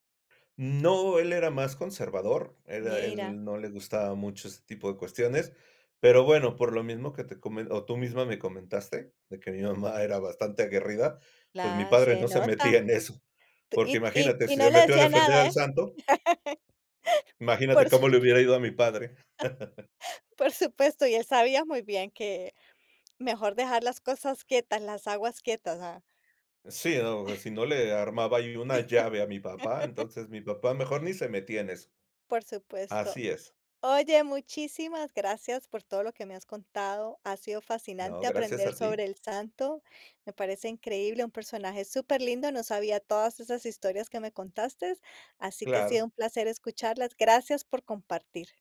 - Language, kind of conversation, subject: Spanish, podcast, ¿Qué personaje de ficción sientes que te representa y por qué?
- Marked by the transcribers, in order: laughing while speaking: "mamá"; laugh; laugh; chuckle; laugh; "contaste" said as "contastes"